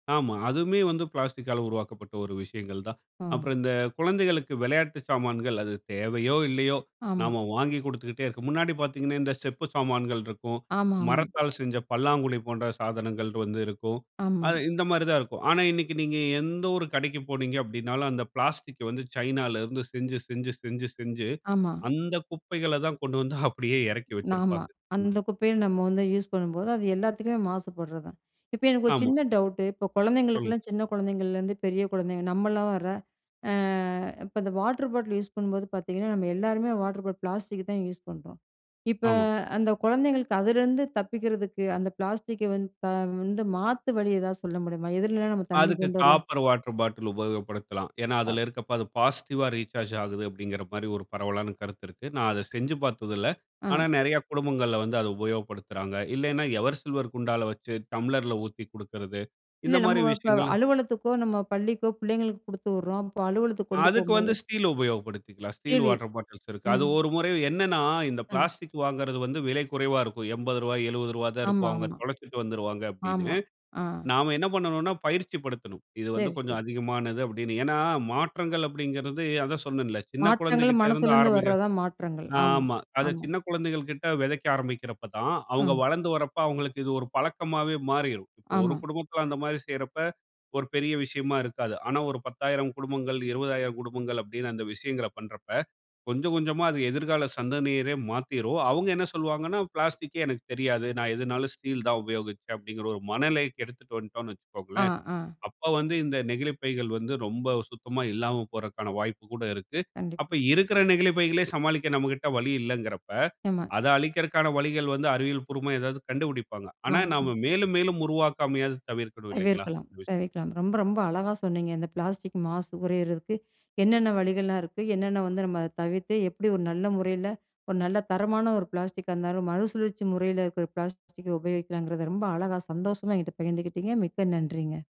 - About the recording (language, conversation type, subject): Tamil, podcast, பிளாஸ்டிக் மாசுபாட்டைக் குறைக்க நாம் எளிதாக செய்யக்கூடிய வழிகள் என்ன?
- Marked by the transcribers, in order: "ஆமாமா" said as "ஆமாமு"; tapping; laughing while speaking: "அப்படியே"; "ஆமா" said as "நாமா"; other background noise; in English: "டவுட்டு"; drawn out: "ஆ"; in English: "காப்பர் வாட்டர் பாட்டிலு"; other noise; in English: "பாசிட்டிவா ரீசார்ஜ்"; in English: "ஸ்டீல்"; in English: "ஸ்டீல் வாட்டர் பாட்டில்ஸ்"; in English: "ஸ்டீல்"; "மனநிலைக்கு" said as "மனலைக்கு"; "ஆமா" said as "ஏம்ம"; unintelligible speech